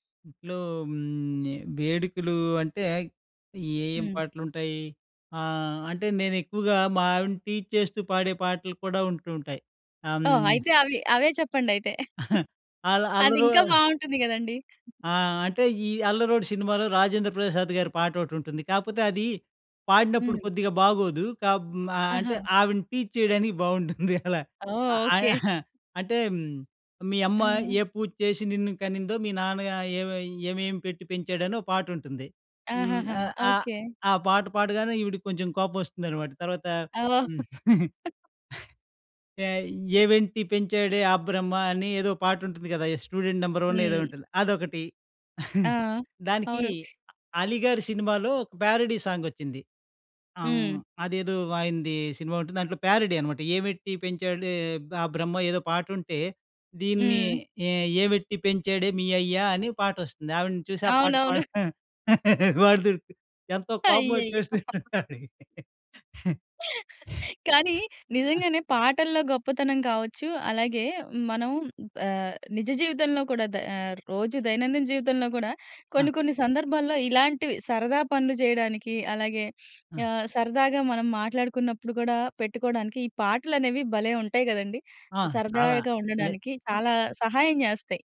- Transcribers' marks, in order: in English: "టీజ్"; chuckle; in English: "టీజ్"; chuckle; laugh; chuckle; in English: "స్టూడెంట్ నంబర్ వన్"; chuckle; chuckle; giggle; laughing while speaking: "వాడు ఎంతో కోపం వచ్చేస్తుంది ఆవిడకి"; laugh
- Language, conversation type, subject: Telugu, podcast, ఒక పాట వింటే మీ చిన్నప్పటి జ్ఞాపకాలు గుర్తుకు వస్తాయా?